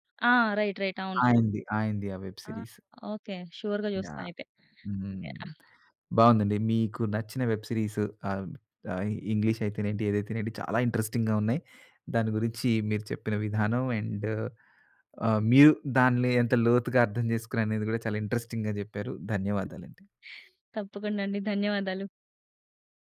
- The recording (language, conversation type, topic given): Telugu, podcast, ఇప్పటివరకు మీరు బింగే చేసి చూసిన ధారావాహిక ఏది, ఎందుకు?
- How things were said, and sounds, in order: in English: "రైట్. రైట్"; other noise; in English: "వెబ్ సీరీస్"; in English: "సూర్‌గా"; in English: "వెబ్"; in English: "ఇంట్రెస్టింగ్‌గా"; in English: "ఇంట్రెస్టింగ్‌గా"; sniff